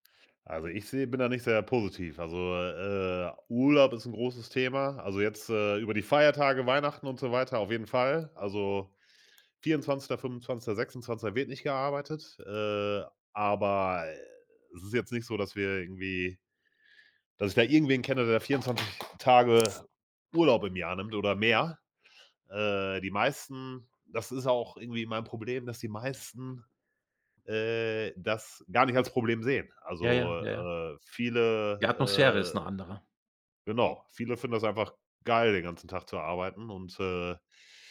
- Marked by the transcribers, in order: other background noise; drawn out: "aber"
- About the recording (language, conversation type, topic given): German, advice, Wie haben die langen Arbeitszeiten im Startup zu deinem Burnout geführt?